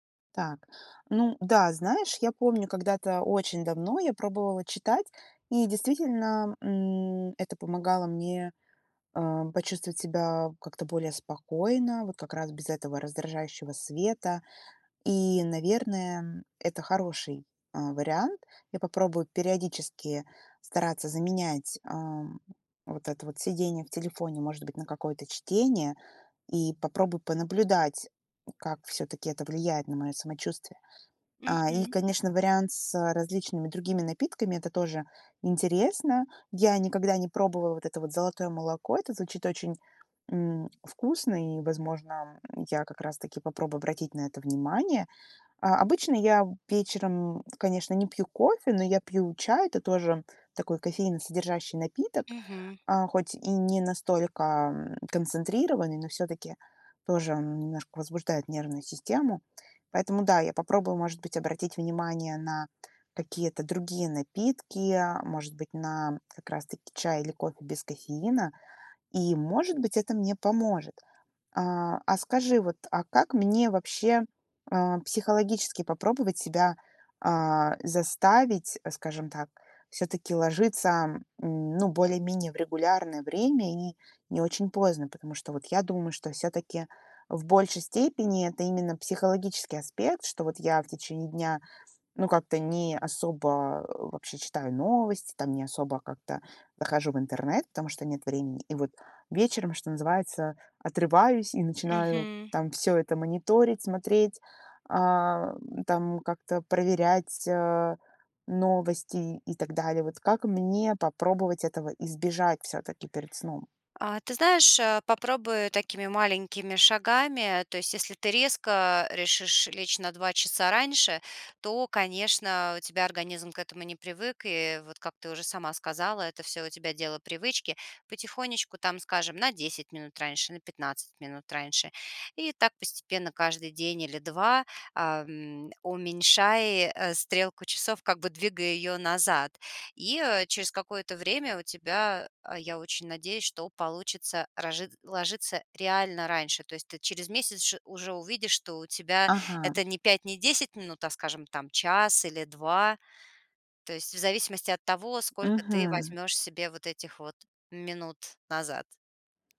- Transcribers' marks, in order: tapping; other background noise
- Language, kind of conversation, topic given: Russian, advice, Почему у меня нерегулярный сон: я ложусь в разное время и мало сплю?